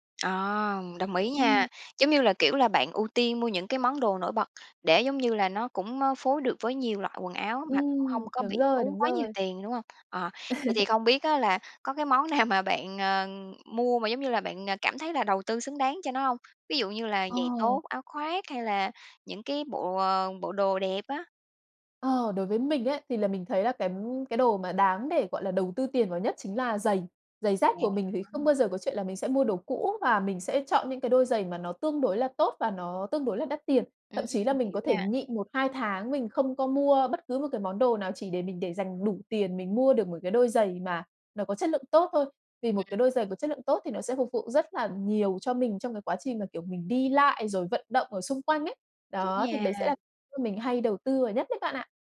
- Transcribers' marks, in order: tapping; chuckle; laughing while speaking: "nào"; unintelligible speech
- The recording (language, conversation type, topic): Vietnamese, podcast, Bạn có bí quyết nào để mặc đẹp mà vẫn tiết kiệm trong điều kiện ngân sách hạn chế không?